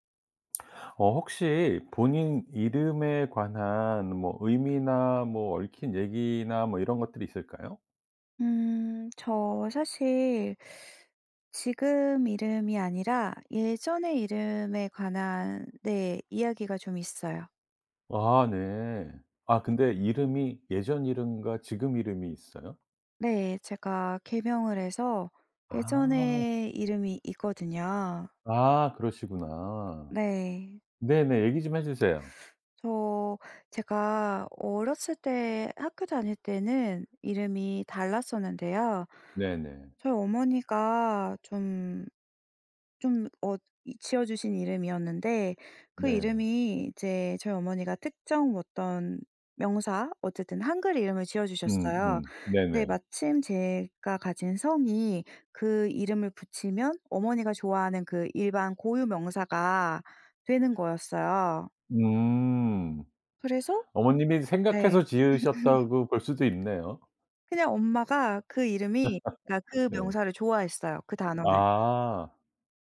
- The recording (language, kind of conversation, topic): Korean, podcast, 네 이름에 담긴 이야기나 의미가 있나요?
- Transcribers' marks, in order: other background noise; tapping; laugh; laugh